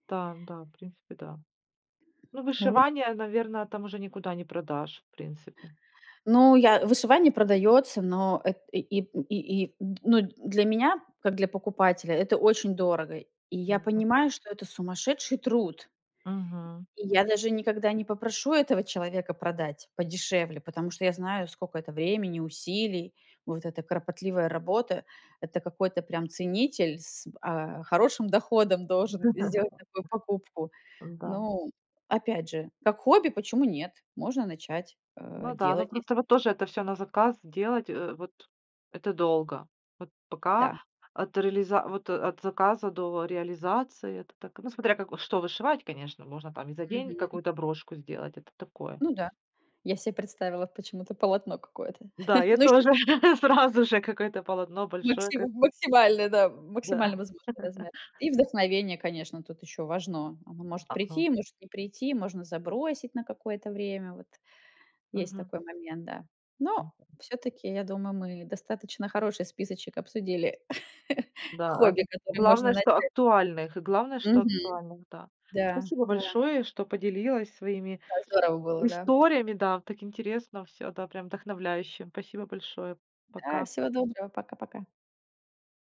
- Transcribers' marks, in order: tapping; other background noise; unintelligible speech; laugh; laughing while speaking: "тоже сразу же"; laugh; unintelligible speech; laugh; unintelligible speech; chuckle
- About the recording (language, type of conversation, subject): Russian, podcast, Какие хобби можно начать без больших вложений?